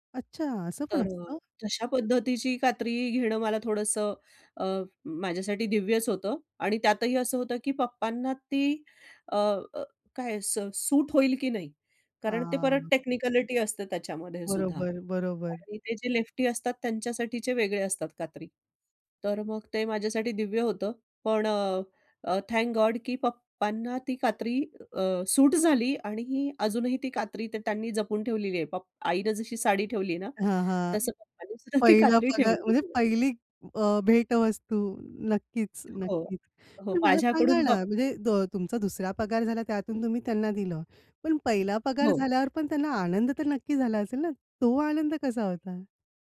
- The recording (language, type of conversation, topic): Marathi, podcast, पहिला पगार हातात आला तेव्हा तुम्हाला कसं वाटलं?
- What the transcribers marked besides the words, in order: in English: "टेक्निकलिटी"; drawn out: "हां"; in English: "अ, थँक गॉड"; laughing while speaking: "पप्पानेसुद्धा ती कात्री ठेवलेली आहे"; other background noise